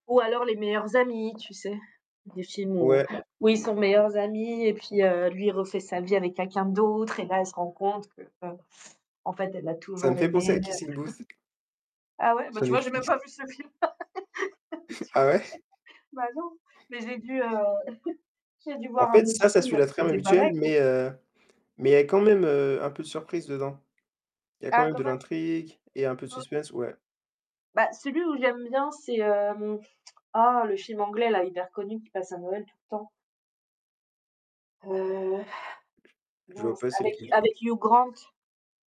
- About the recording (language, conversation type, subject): French, unstructured, Préférez-vous les films d’action ou les comédies romantiques, et qu’est-ce qui vous fait le plus rire ou vibrer ?
- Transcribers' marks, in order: other background noise; stressed: "d'autre"; distorted speech; chuckle; tapping; chuckle; laugh; chuckle; static